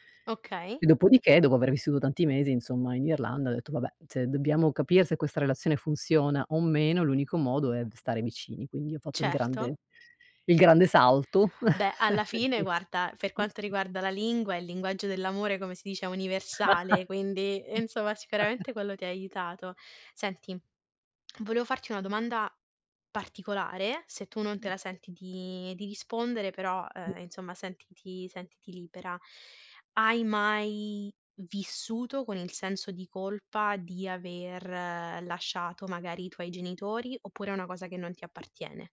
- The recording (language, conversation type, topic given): Italian, podcast, Cosa significa per te casa?
- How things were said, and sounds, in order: chuckle; chuckle; other noise; "insomma" said as "insoma"